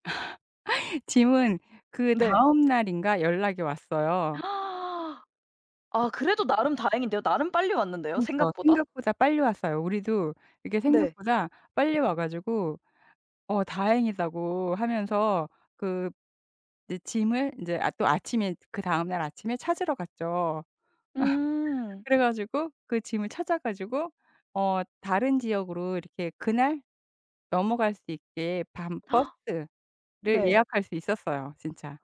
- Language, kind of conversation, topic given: Korean, podcast, 여행지에서 우연히 만난 현지인과의 사연이 있나요?
- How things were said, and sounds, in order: laugh; other background noise; gasp; tapping; laugh; gasp